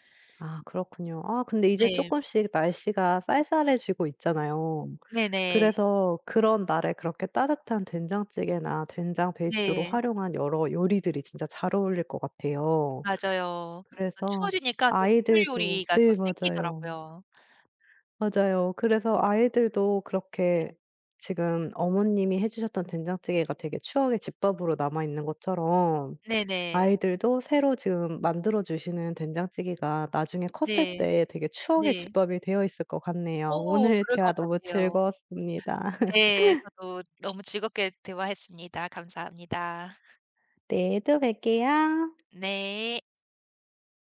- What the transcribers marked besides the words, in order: laugh; other background noise; tapping
- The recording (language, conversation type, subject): Korean, podcast, 가장 좋아하는 집밥은 무엇인가요?